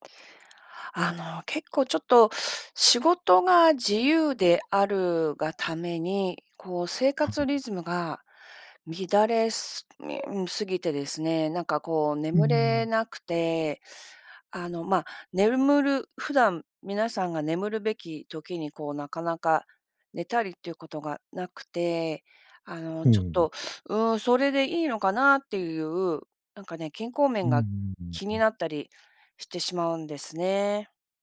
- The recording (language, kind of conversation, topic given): Japanese, advice, 生活リズムが乱れて眠れず、健康面が心配なのですがどうすればいいですか？
- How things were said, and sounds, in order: groan